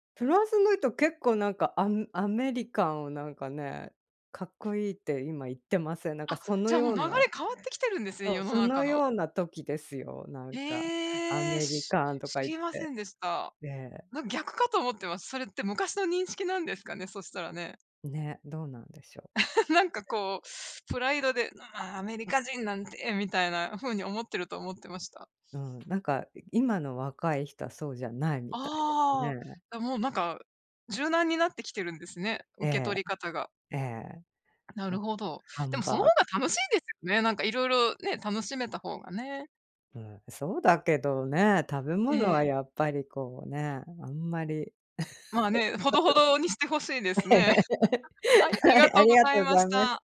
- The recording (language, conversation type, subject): Japanese, unstructured, 旅先で食べ物に驚いた経験はありますか？
- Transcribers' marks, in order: chuckle; other background noise; put-on voice: "ああ、アメリカ人なんて"; unintelligible speech; laugh; laughing while speaking: "ええ。はい、ありがとうございます"; laugh